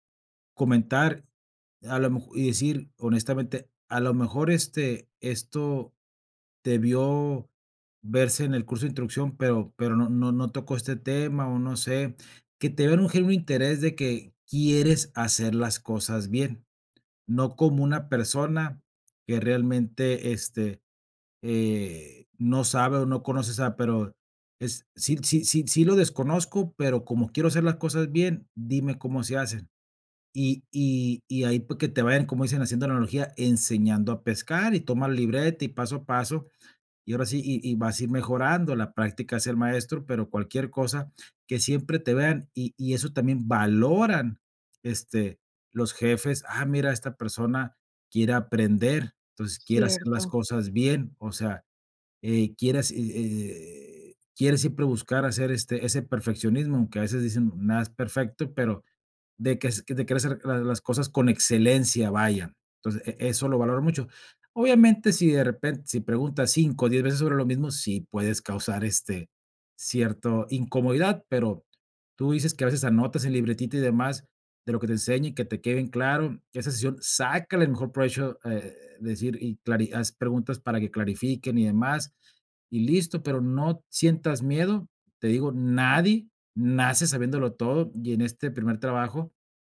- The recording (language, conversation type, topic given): Spanish, advice, ¿Cómo puedo superar el temor de pedir ayuda por miedo a parecer incompetente?
- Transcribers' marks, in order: stressed: "valoran"